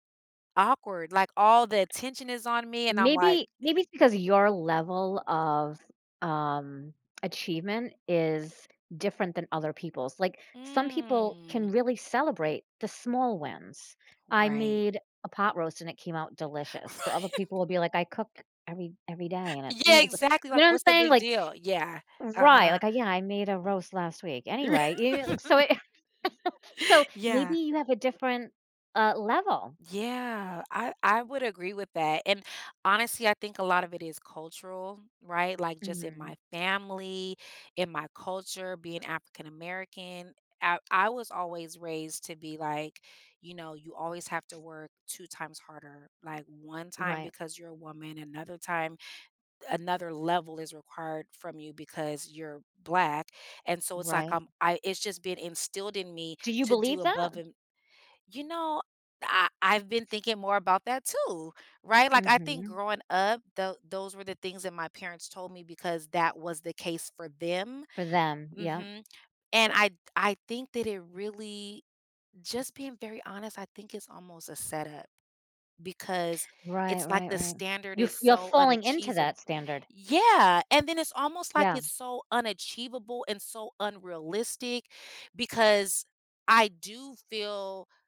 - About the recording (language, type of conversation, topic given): English, advice, How can I accept heartfelt praise without feeling awkward?
- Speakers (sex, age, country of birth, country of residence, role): female, 45-49, United States, United States, user; female, 50-54, United States, United States, advisor
- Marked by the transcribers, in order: other background noise; drawn out: "Mm"; laughing while speaking: "Right"; laugh; chuckle